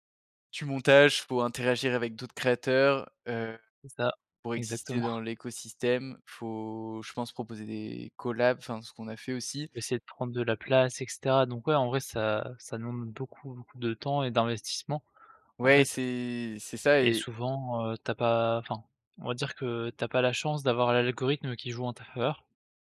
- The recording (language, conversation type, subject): French, podcast, Comment un créateur construit-il une vraie communauté fidèle ?
- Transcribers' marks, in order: laughing while speaking: "exactement"; drawn out: "c'est"